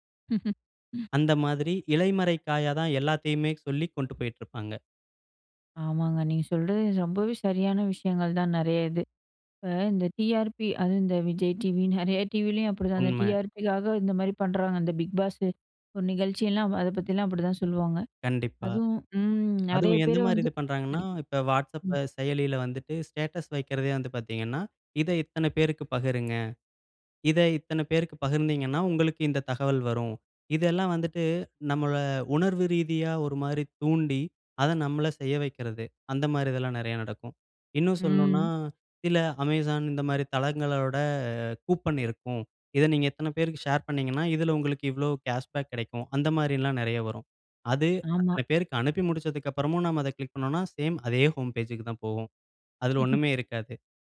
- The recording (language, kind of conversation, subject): Tamil, podcast, சமூக ஊடகங்களில் வரும் தகவல் உண்மையா பொய்யா என்பதை நீங்கள் எப்படிச் சரிபார்ப்பீர்கள்?
- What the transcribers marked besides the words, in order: laugh; in English: "டிஆர்பி"; in English: "டிஆர்பிக்காக"; in English: "பிக் பாஸ்சு"; other background noise; unintelligible speech; in English: "கேஷ்பேக்"; in English: "ஹோம் பேஜுக்கு"; chuckle